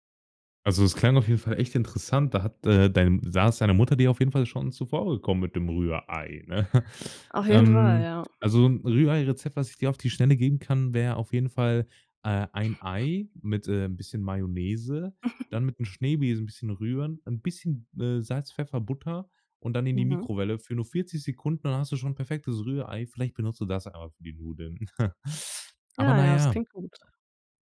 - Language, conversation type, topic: German, podcast, Erzähl mal: Welches Gericht spendet dir Trost?
- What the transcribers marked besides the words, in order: laughing while speaking: "Auf jeden"; snort; other noise; chuckle; chuckle